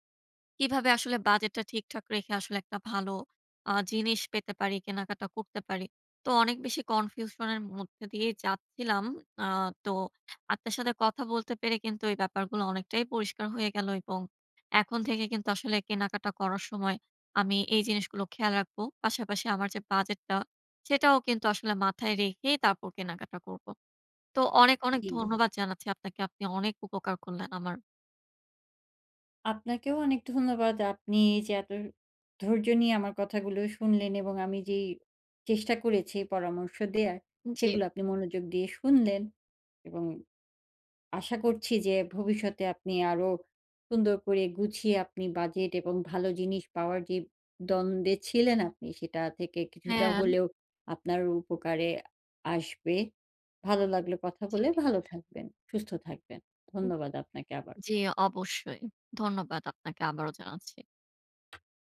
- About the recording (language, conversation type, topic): Bengali, advice, বাজেটের মধ্যে ভালো জিনিস পাওয়া কঠিন
- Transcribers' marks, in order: unintelligible speech; tapping